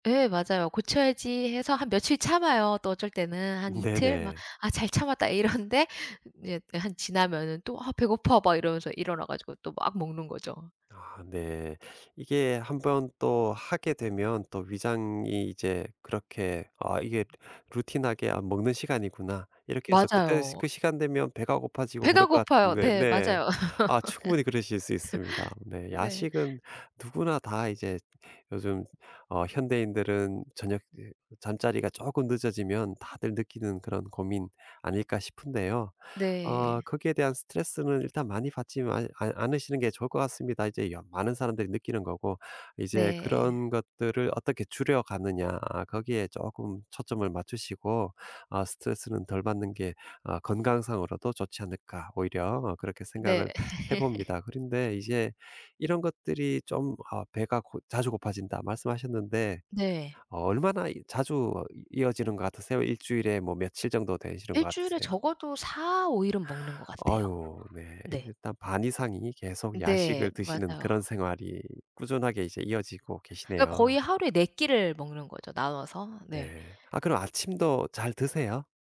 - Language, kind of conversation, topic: Korean, advice, 건강한 습관을 유지하지 못해 생활을 재정비하고 싶은데, 어떻게 시작하면 좋을까요?
- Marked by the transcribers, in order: laughing while speaking: "네네"; laughing while speaking: "이러는데"; other background noise; laugh; laugh; tapping